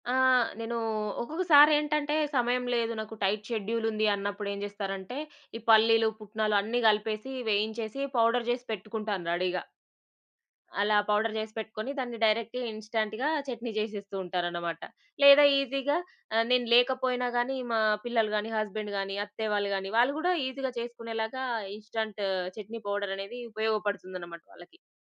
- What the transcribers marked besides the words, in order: in English: "టైట్"; in English: "పౌడర్"; in English: "రెడీగా"; in English: "పౌడర్"; in English: "డైరెక్ట్‌గా ఇన్‌స్టాంట్‌గా"; in English: "ఈజీగా"; in English: "హస్బెండ్"; in English: "ఈజీగా"; in English: "ఇన్‌స్టాంట్"; in English: "పౌడర్"
- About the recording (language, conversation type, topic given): Telugu, podcast, వంటలో సహాయం చేయడానికి కుటుంబ సభ్యులు ఎలా భాగస్వామ్యం అవుతారు?